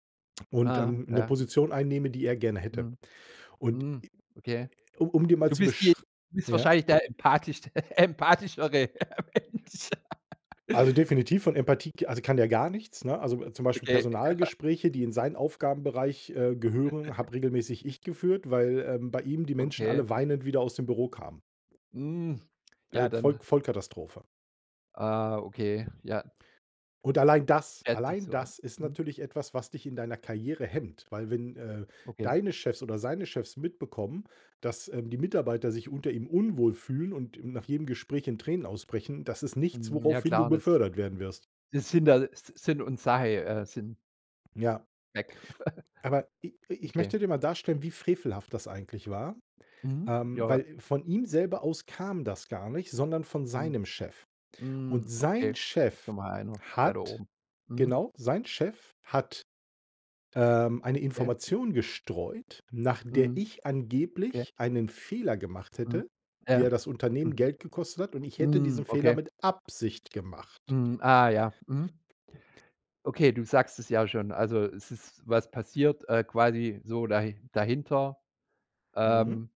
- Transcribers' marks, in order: other noise; laughing while speaking: "empathischte empathischere Mensch"; other background noise; laugh; laughing while speaking: "ja"; chuckle; chuckle; stressed: "Absicht"
- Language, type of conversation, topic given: German, podcast, Wann ist dir im Job ein großer Fehler passiert, und was hast du daraus gelernt?